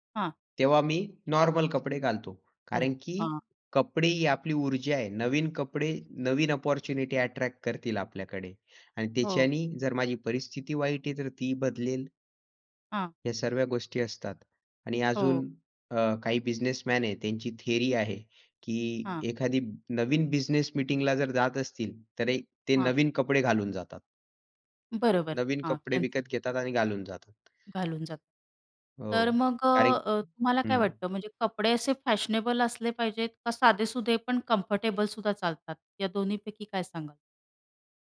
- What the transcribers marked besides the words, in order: in English: "नॉर्मल"; in English: "अपॉर्च्युनिटी अ‍ॅट्रॅक्ट"; in English: "थियरी"; tapping; in English: "कम्फर्टेबलसुद्धा"
- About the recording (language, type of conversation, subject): Marathi, podcast, कपड्यांमुळे आत्मविश्वास कसा वाढतो असं तुला वाटतं?